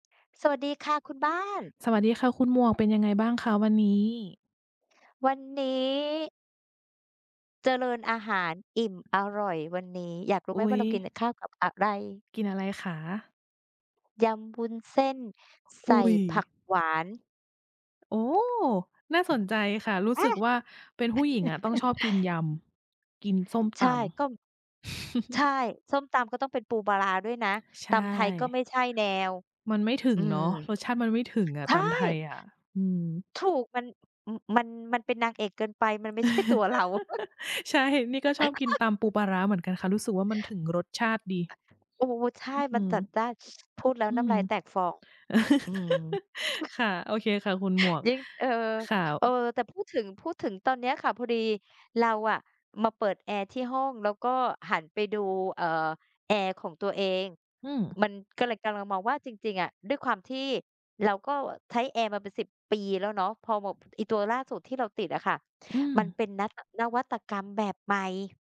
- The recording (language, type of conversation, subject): Thai, unstructured, นวัตกรรมใดที่คุณคิดว่ามีประโยชน์มากที่สุดในปัจจุบัน?
- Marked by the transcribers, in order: other noise; chuckle; chuckle; chuckle; laughing while speaking: "ใช่"; chuckle; laugh; sniff; chuckle; chuckle